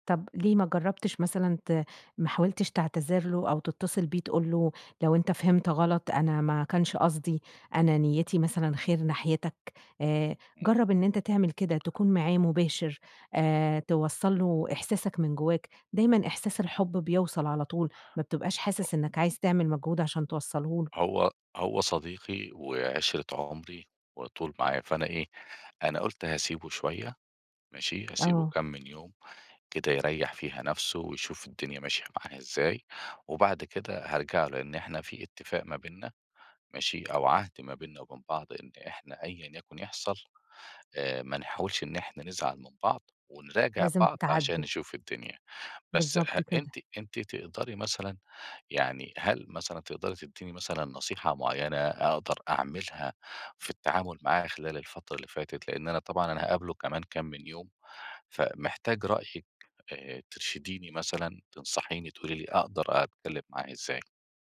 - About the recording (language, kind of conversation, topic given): Arabic, advice, تقديم نقد بنّاء دون إيذاء مشاعر الآخرين
- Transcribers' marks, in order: tapping; unintelligible speech